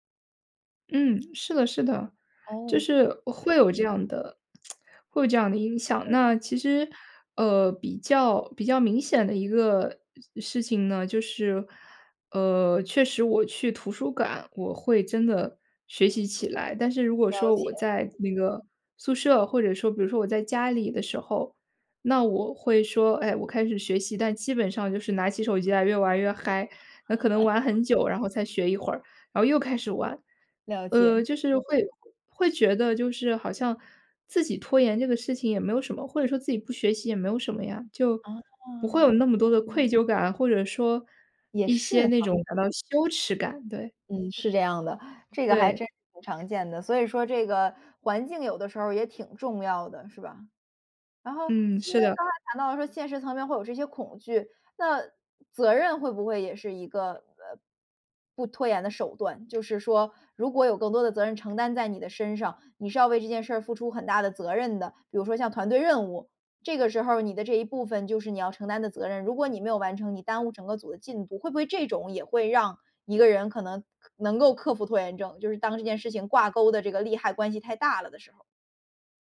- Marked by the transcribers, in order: other background noise; other noise; "馆" said as "赶"; laugh; tapping
- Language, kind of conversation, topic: Chinese, podcast, 你是如何克服拖延症的，可以分享一些具体方法吗？